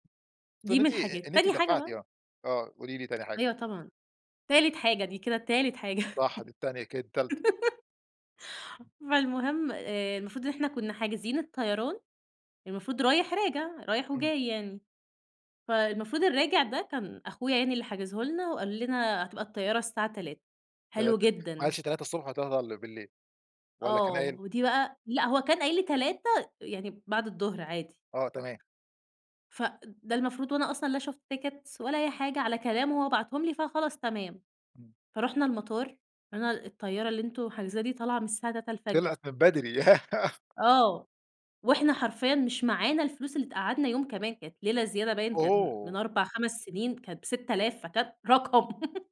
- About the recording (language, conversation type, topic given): Arabic, podcast, إيه أكتر غلطة اتعلمت منها وإنت مسافر؟
- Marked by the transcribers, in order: tapping; giggle; in English: "tickets"; laugh; laugh